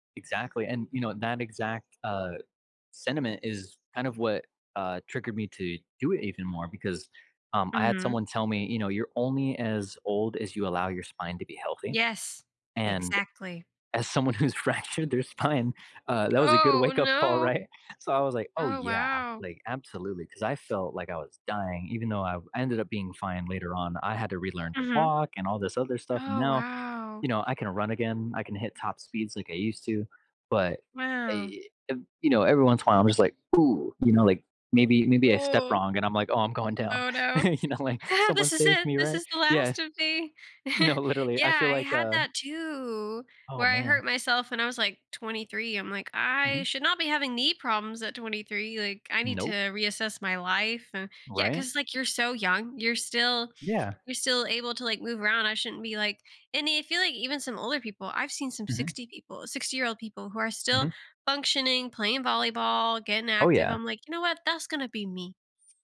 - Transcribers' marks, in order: laughing while speaking: "who's fractured their spine"; laughing while speaking: "right?"; chuckle; laughing while speaking: "You know, like"; chuckle; drawn out: "too"; laughing while speaking: "No"; other background noise
- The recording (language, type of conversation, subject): English, unstructured, What are the most common obstacles that prevent people from maintaining a healthy lifestyle?